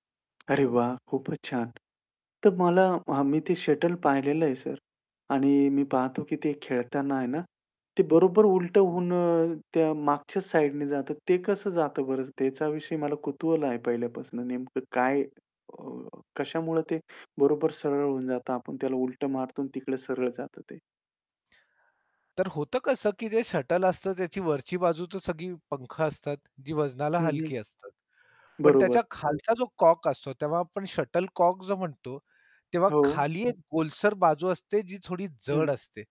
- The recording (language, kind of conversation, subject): Marathi, podcast, लहानपणी तुला कोणता खेळ जास्त आवडायचा?
- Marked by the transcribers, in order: tapping; other background noise; static